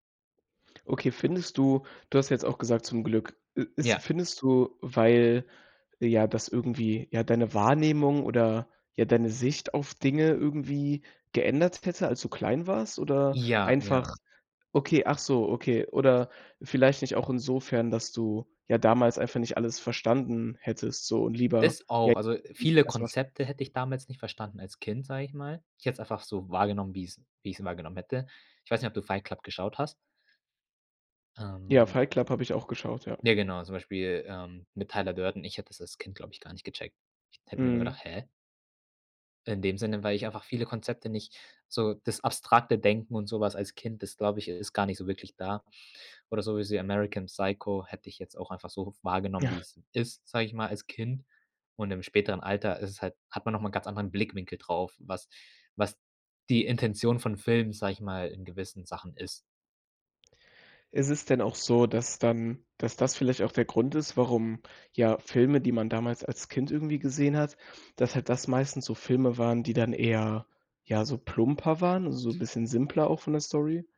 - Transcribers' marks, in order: unintelligible speech
- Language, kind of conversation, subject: German, podcast, Welche Filme schaust du dir heute noch aus nostalgischen Gründen an?